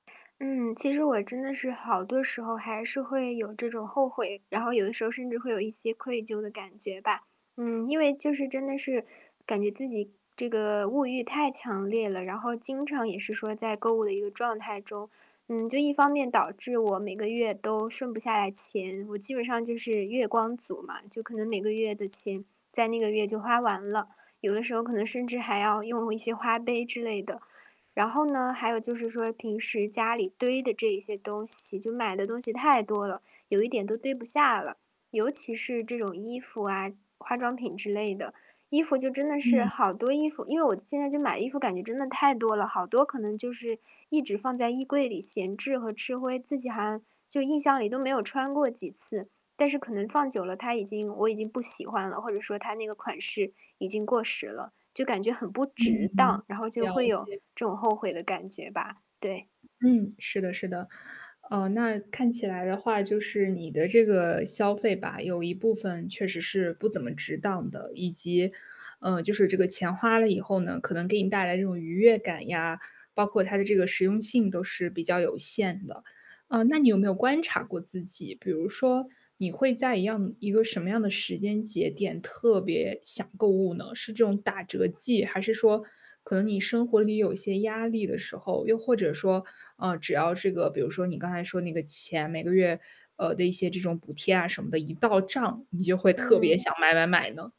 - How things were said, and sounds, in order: static; distorted speech; other background noise
- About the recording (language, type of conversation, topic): Chinese, advice, 如何在想买新东西的欲望与对已有物品的满足感之间取得平衡？